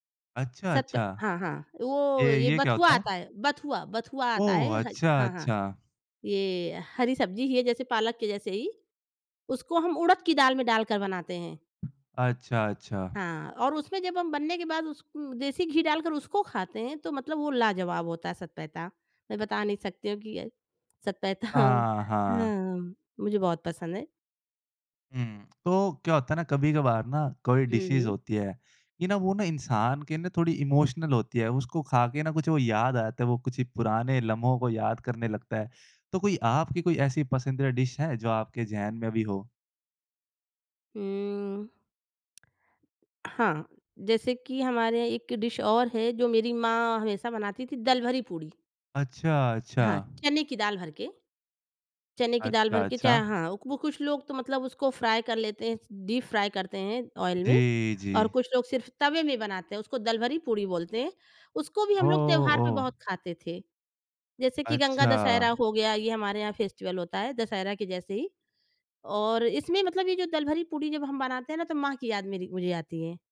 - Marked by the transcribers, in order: chuckle; in English: "डिशेज़"; in English: "इमोशनल"; in English: "डिश"; in English: "डिश"; in English: "फ्राई"; in English: "डीप फ्राई"; in English: "ऑयल"; in English: "फेस्टिवल"
- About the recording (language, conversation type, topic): Hindi, podcast, त्योहारों पर खाने में आपकी सबसे पसंदीदा डिश कौन-सी है?